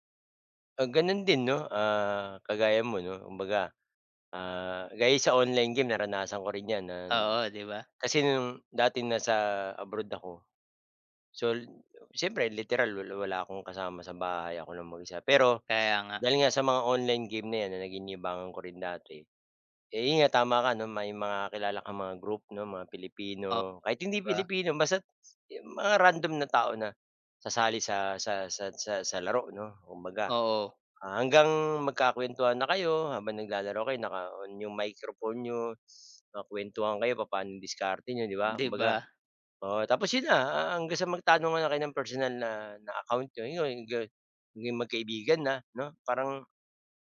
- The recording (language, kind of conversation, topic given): Filipino, unstructured, Paano mo ginagamit ang libangan mo para mas maging masaya?
- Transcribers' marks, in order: none